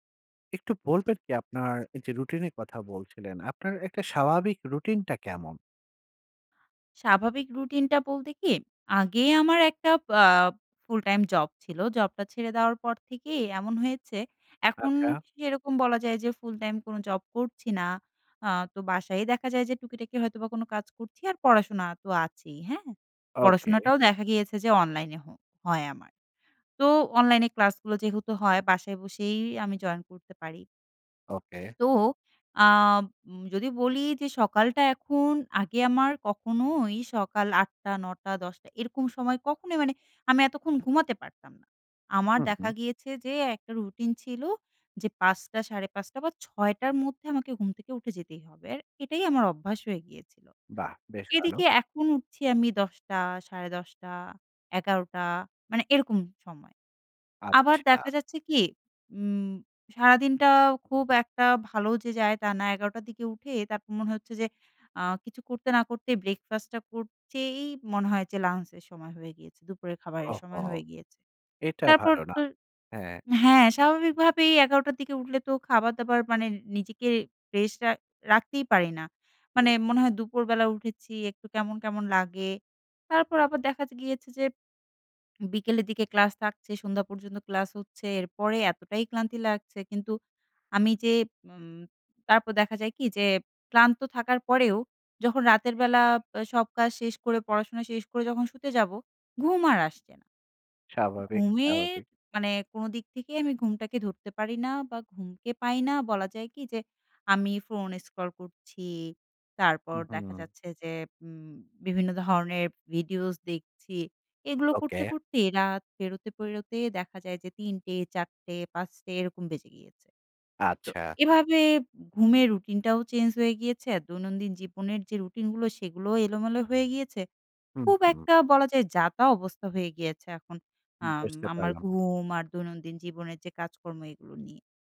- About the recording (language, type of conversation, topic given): Bengali, advice, ঘুমের অনিয়ম: রাতে জেগে থাকা, সকালে উঠতে না পারা
- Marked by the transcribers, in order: in English: "full-time job"; in English: "Job"; in English: "job"; "করতেই" said as "করচেই"; unintelligible speech